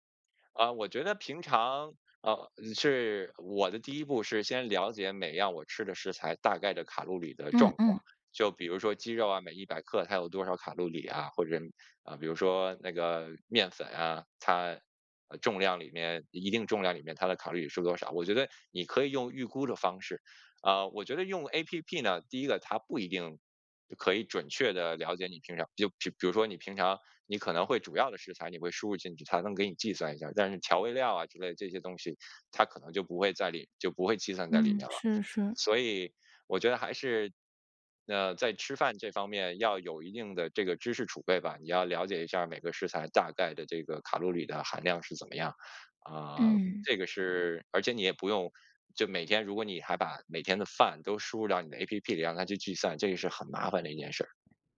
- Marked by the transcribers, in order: none
- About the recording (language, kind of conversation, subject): Chinese, podcast, 平常怎么开始一段新的健康习惯？